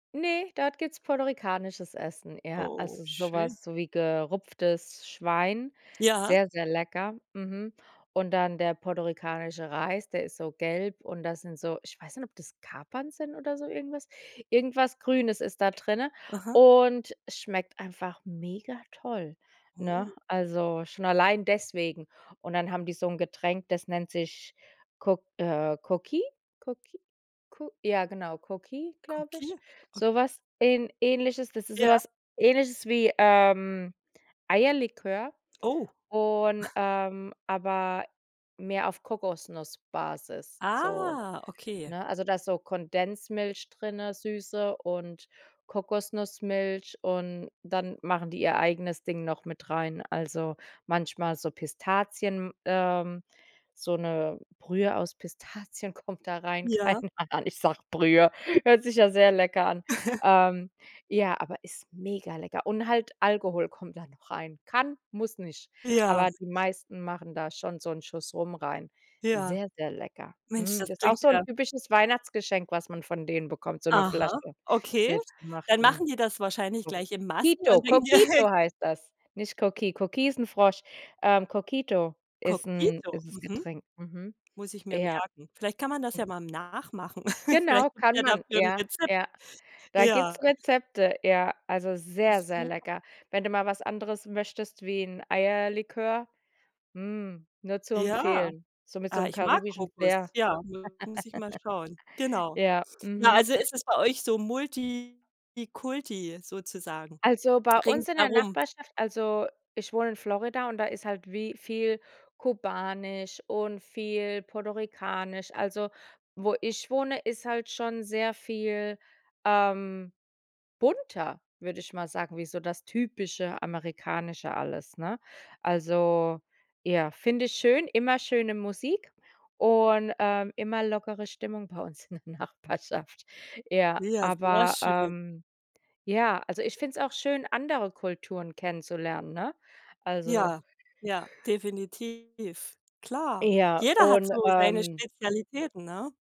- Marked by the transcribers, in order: unintelligible speech; "Coqui-" said as "Coquito"; "Coqui-" said as "Coquito"; "Coqui" said as "Coquito"; chuckle; drawn out: "Ah"; surprised: "Ah"; laughing while speaking: "Keine Ahnung"; giggle; "Co" said as "Coquito"; "Cito" said as "Coquito"; unintelligible speech; giggle; giggle; laughing while speaking: "in der Nachbarschaft"
- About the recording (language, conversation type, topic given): German, podcast, Welche Rolle spielt Essen bei deiner kulturellen Anpassung?